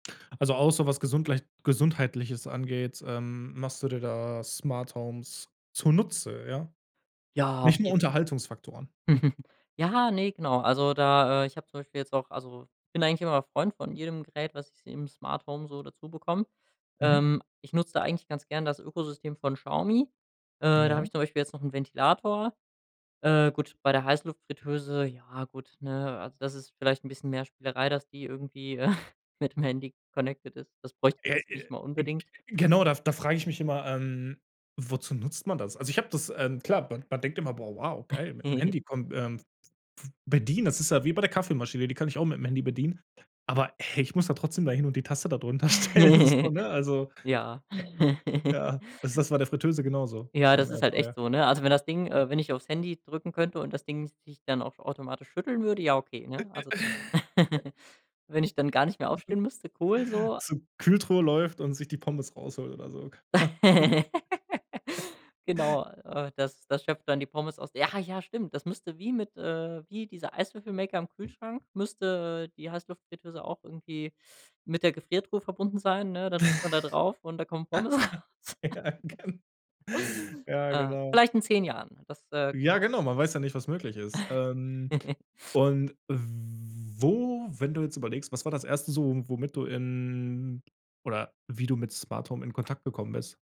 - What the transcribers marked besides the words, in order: chuckle; chuckle; in English: "connected"; giggle; other noise; giggle; laughing while speaking: "stellen"; chuckle; chuckle; laugh; chuckle; tapping; laugh; laughing while speaking: "Ja, gen"; laughing while speaking: "raus"; chuckle; other background noise; drawn out: "wo"; chuckle; drawn out: "in"
- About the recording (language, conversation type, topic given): German, podcast, Was macht ein Smart Home für dich wirklich nützlich?